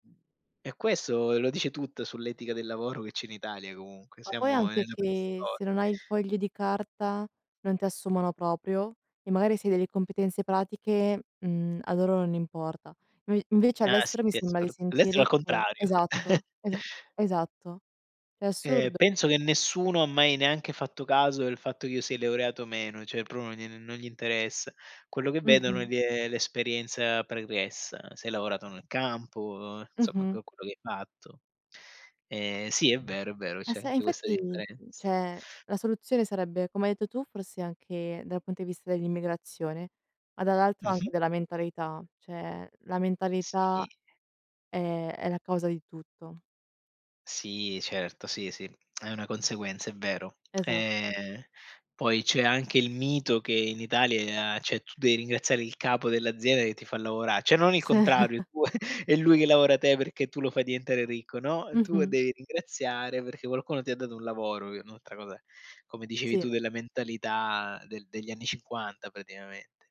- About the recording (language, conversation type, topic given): Italian, unstructured, Come pensi che i governi dovrebbero gestire le crisi economiche?
- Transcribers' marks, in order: "proprio" said as "propio"; unintelligible speech; tapping; chuckle; "laureato" said as "leureato"; "cioè" said as "ceh"; "insomma" said as "nsomma"; "cioè" said as "ceh"; "cioè" said as "ceh"; other background noise; tongue click; "cioè" said as "ceh"; "cioè" said as "ceh"; chuckle